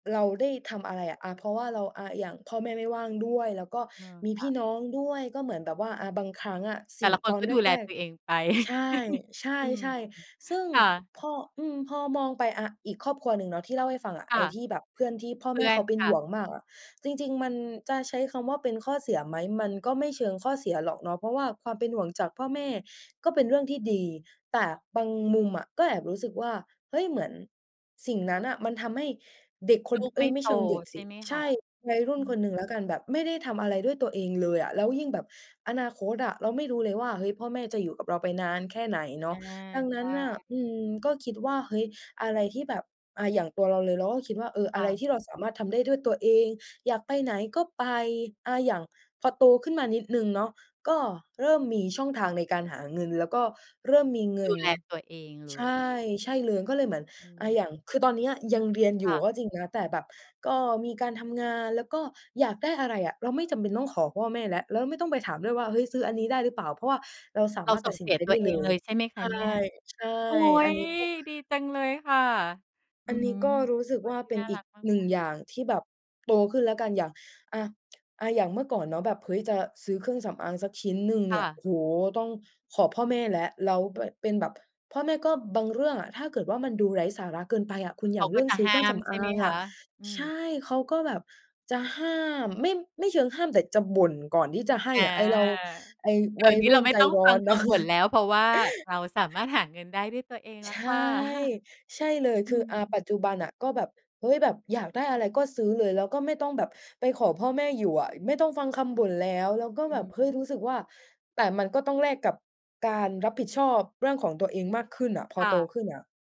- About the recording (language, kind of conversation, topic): Thai, podcast, เล่าเรื่องวันที่คุณรู้สึกว่าตัวเองโตขึ้นได้ไหม?
- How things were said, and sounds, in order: chuckle; tsk; chuckle; other background noise; chuckle